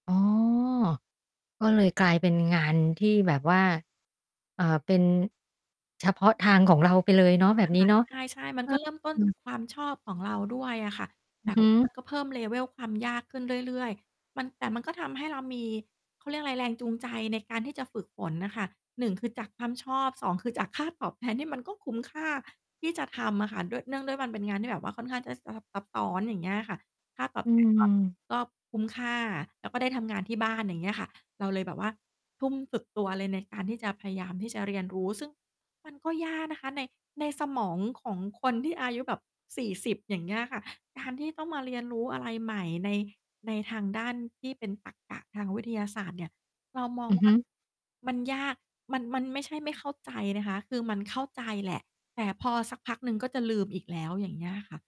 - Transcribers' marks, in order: distorted speech; in English: "level"; tapping
- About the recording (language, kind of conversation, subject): Thai, podcast, มีคำแนะนำสำหรับคนที่อยากเริ่มเรียนตอนอายุมากไหม?